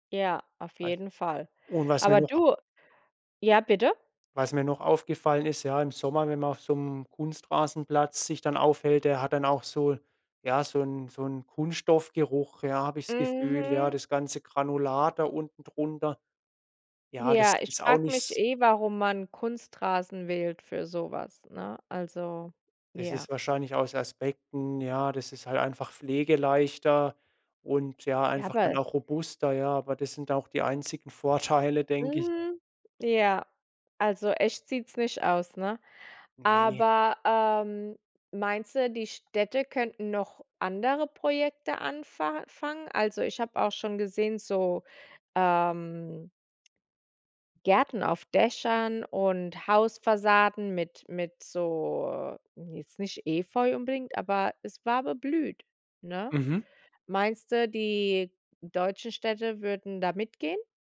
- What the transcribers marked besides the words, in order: none
- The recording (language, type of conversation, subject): German, podcast, Wie kann eine Stadt mehr Naturflächen zurückgewinnen?
- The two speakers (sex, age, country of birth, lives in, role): female, 35-39, Germany, United States, host; male, 25-29, Germany, Germany, guest